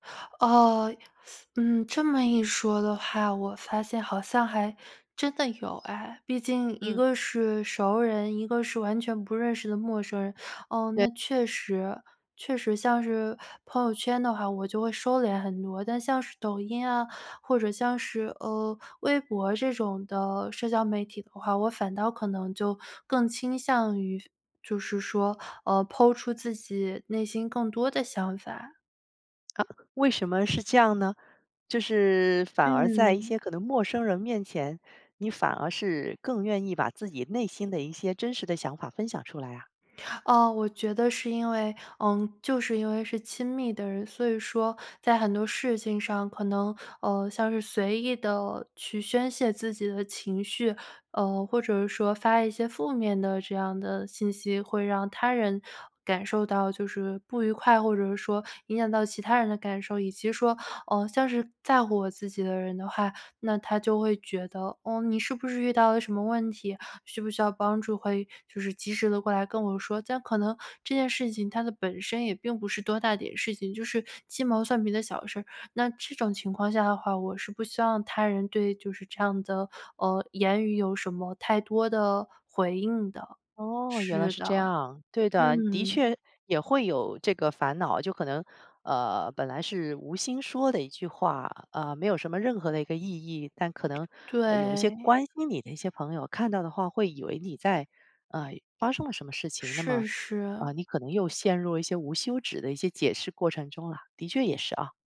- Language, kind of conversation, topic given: Chinese, podcast, 如何在网上既保持真诚又不过度暴露自己？
- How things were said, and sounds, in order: teeth sucking; other background noise